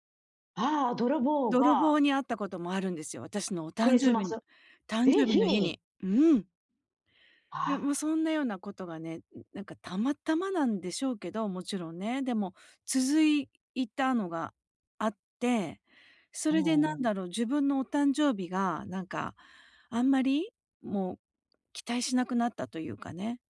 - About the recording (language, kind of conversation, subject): Japanese, advice, 祝い事で期待と現実のギャップにどう向き合えばよいですか？
- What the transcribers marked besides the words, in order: none